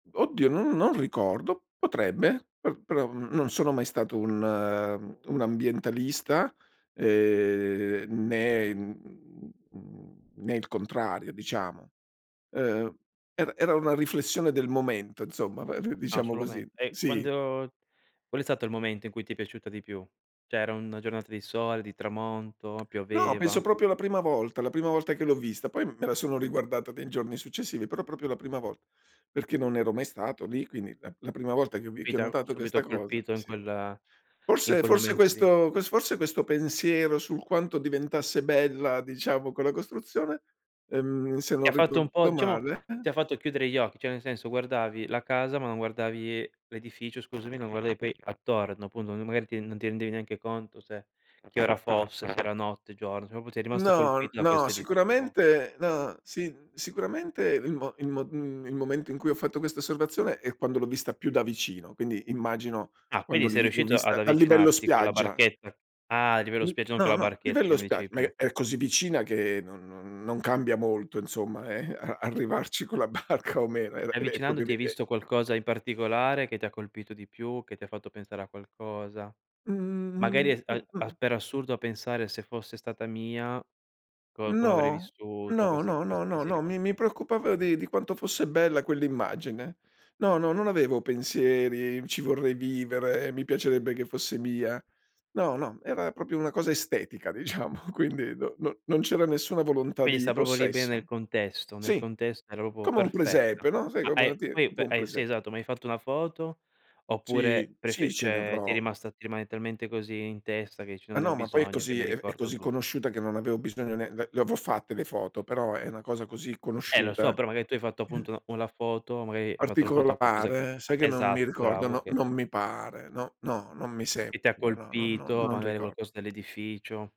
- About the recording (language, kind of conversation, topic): Italian, podcast, Qual è una vista che ti ha tolto il fiato?
- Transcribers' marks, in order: tapping; "insomma" said as "inzomma"; "sul" said as "sulo"; "Cioè" said as "ceh"; "proprio" said as "propio"; "proprio" said as "propio"; "Cioè" said as "ceh"; other background noise; "Cioè" said as "ceh"; "proprio" said as "propo"; "livello" said as "divello"; unintelligible speech; "okay" said as "ochè"; "insomma" said as "inzomma"; laughing while speaking: "a"; laughing while speaking: "barca"; "proprio" said as "propio"; "proprio" said as "propio"; laughing while speaking: "diciamo"; "proprio" said as "propo"; "proprio" said as "opo"; "cioè" said as "ceh"; "dici" said as "ici"; alarm; "avevo" said as "aveo"; "avrò" said as "avò"; unintelligible speech